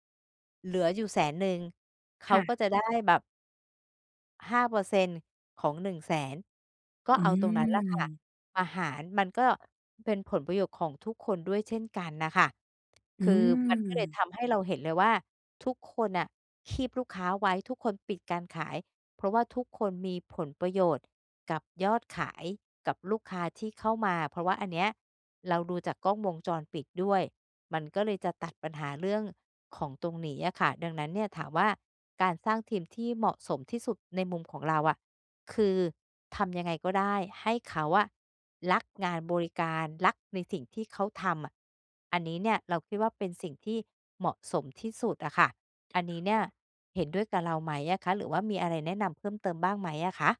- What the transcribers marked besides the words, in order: none
- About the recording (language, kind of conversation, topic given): Thai, advice, สร้างทีมที่เหมาะสมสำหรับสตาร์ทอัพได้อย่างไร?